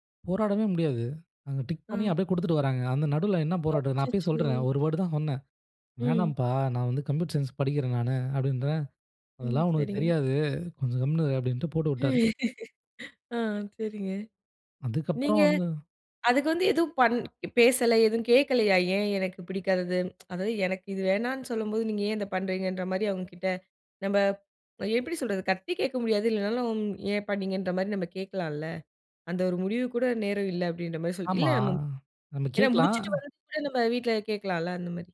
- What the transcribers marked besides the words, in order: in English: "டிக்"; put-on voice: "அச்சச்சோ!"; "தடவை" said as "வாட்டி"; in English: "கம்ப்யூட்டர் சயின்ஸ்"; laugh; breath; tsk; "சத்தமா" said as "க்த்தி"; "கேக்கலாம்" said as "கேக்லாம்"
- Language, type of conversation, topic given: Tamil, podcast, குடும்பம் உங்கள் முடிவுக்கு எப்படி பதிலளித்தது?